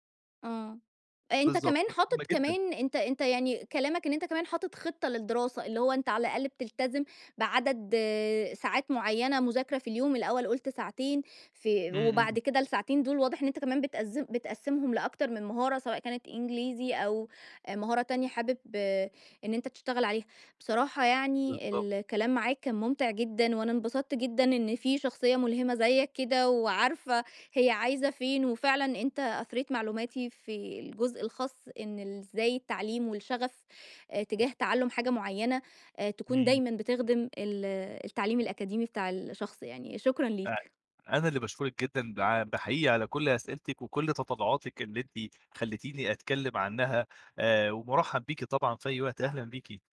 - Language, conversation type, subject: Arabic, podcast, إزاي توازن بين التعلّم وشغلك اليومي؟
- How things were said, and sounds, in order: tapping